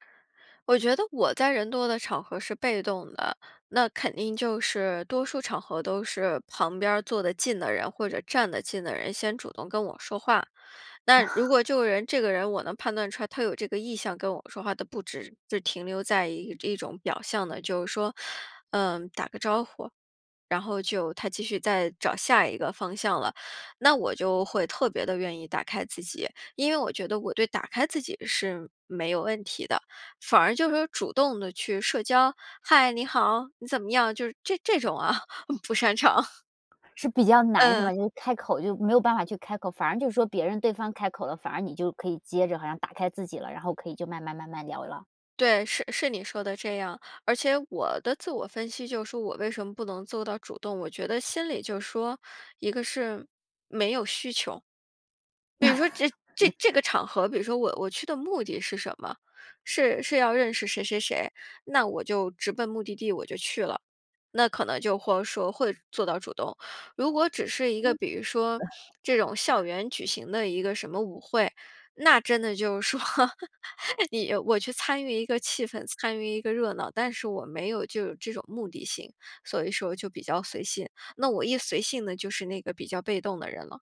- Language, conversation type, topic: Chinese, podcast, 你会如何建立真实而深度的人际联系？
- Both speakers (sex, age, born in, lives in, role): female, 30-34, China, United States, host; female, 35-39, China, United States, guest
- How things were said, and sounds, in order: chuckle; laughing while speaking: "就是这 这种啊，不擅长"; laugh; laugh; laughing while speaking: "说，你"